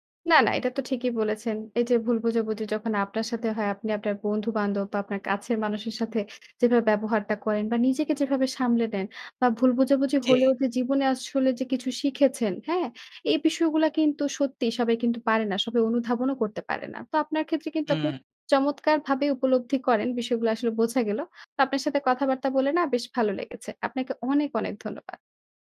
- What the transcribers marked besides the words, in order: horn
- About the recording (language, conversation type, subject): Bengali, podcast, ভুল বোঝাবুঝি হলে আপনি প্রথমে কী করেন?